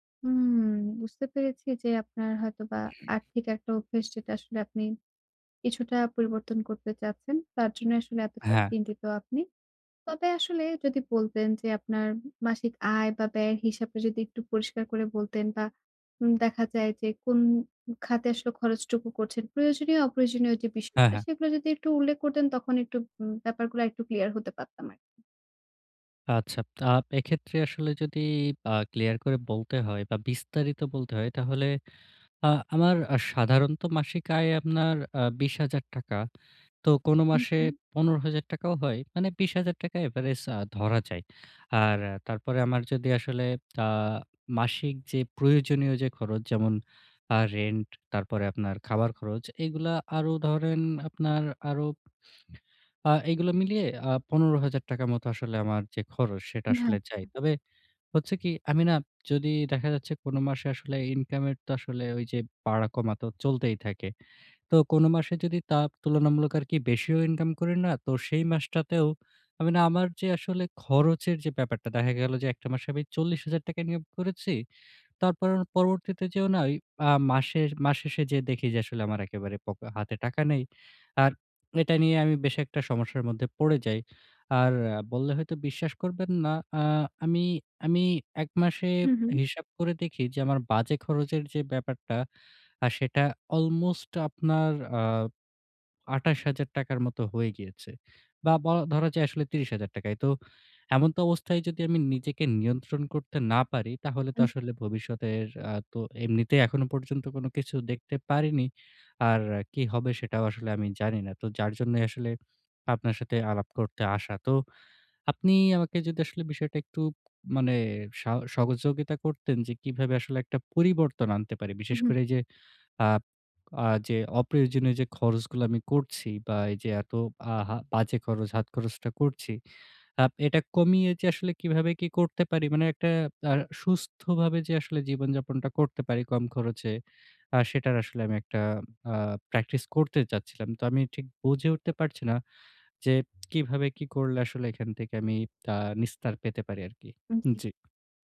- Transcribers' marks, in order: throat clearing; snort; unintelligible speech; in English: "অলমোস্ট"
- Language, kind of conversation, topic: Bengali, advice, ব্যয় বাড়তে থাকলে আমি কীভাবে সেটি নিয়ন্ত্রণ করতে পারি?